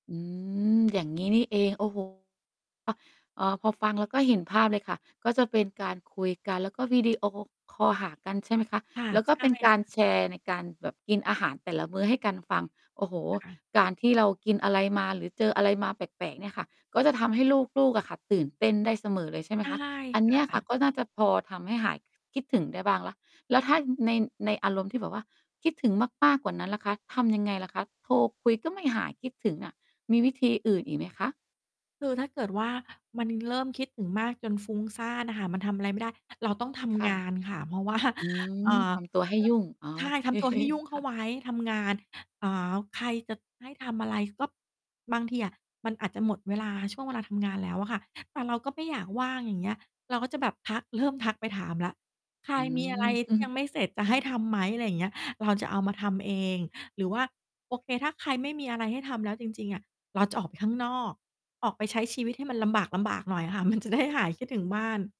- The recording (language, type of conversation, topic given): Thai, podcast, คุณรับมือกับความคิดถึงบ้านอย่างไรบ้าง?
- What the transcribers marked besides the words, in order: distorted speech; other background noise; mechanical hum; laughing while speaking: "ว่า"; laughing while speaking: "โอเค"; laughing while speaking: "จะ"